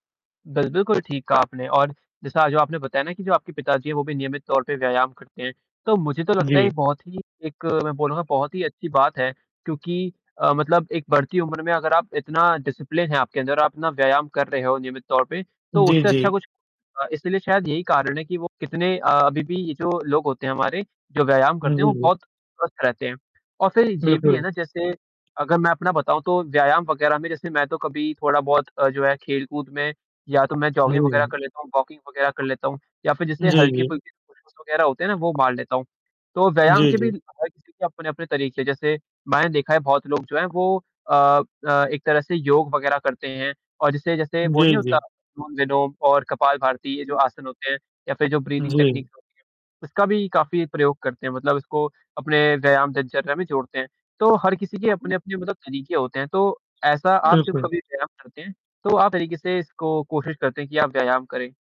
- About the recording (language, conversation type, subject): Hindi, unstructured, व्यायाम तनाव कम करने में कैसे मदद करता है?
- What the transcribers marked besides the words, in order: static; distorted speech; in English: "डिसिप्लिन"; in English: "जॉगिंग"; in English: "वॉकिंग"; in English: "पुश-अप्स"; tapping; other background noise; in English: "ब्रीदिंग टेक्नीक"